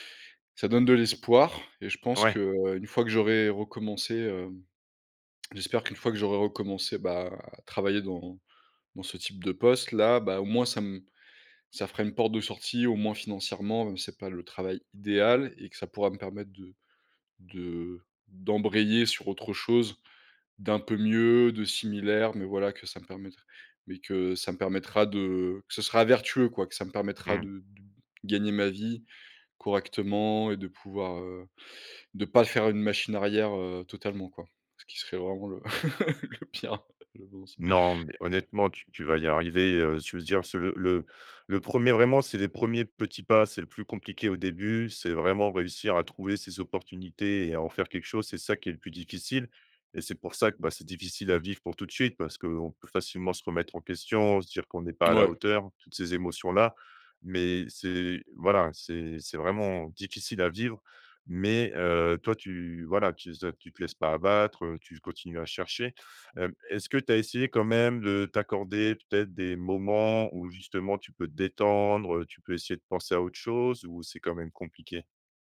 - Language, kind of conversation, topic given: French, advice, Comment as-tu vécu la perte de ton emploi et comment cherches-tu une nouvelle direction professionnelle ?
- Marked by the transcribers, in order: stressed: "idéal"; laughing while speaking: "le le pire, je pense"; laugh